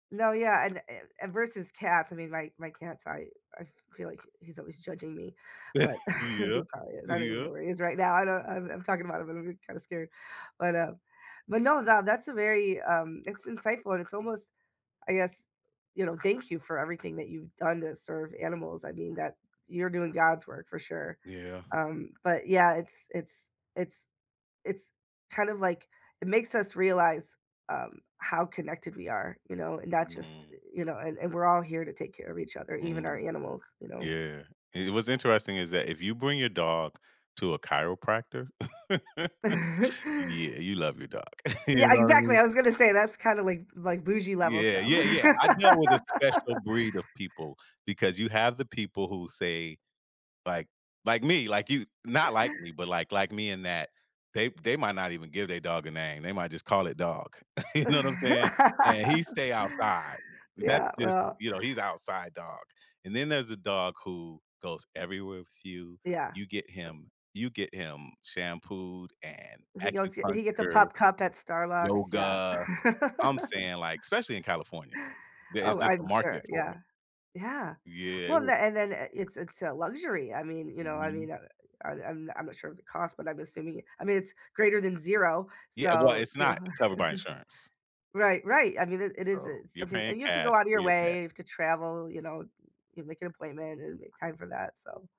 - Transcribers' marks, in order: chuckle; other background noise; drawn out: "Mhm"; chuckle; laugh; chuckle; background speech; laugh; chuckle; laugh; chuckle; laughing while speaking: "You know what I'm saying?"; laugh; chuckle
- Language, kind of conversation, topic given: English, unstructured, What is your favorite activity to do with a pet?